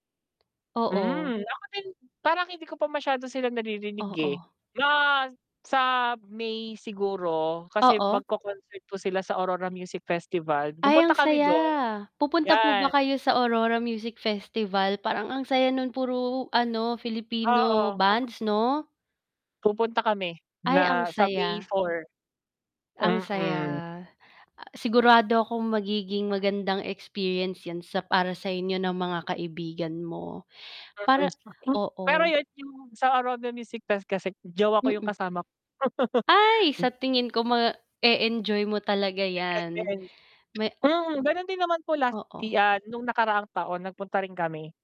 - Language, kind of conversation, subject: Filipino, unstructured, Paano mo pipiliin ang iyong talaan ng mga awitin para sa isang biyahe sa kalsada?
- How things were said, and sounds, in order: distorted speech; mechanical hum; static; tapping; unintelligible speech; chuckle; unintelligible speech